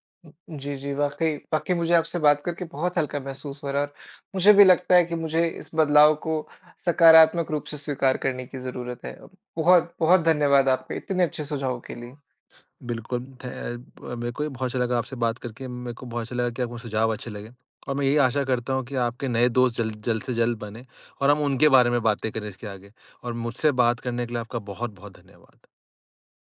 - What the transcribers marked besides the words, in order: other background noise
- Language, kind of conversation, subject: Hindi, advice, लंबे समय बाद दोस्ती टूटने या सामाजिक दायरा बदलने पर अकेलापन क्यों महसूस होता है?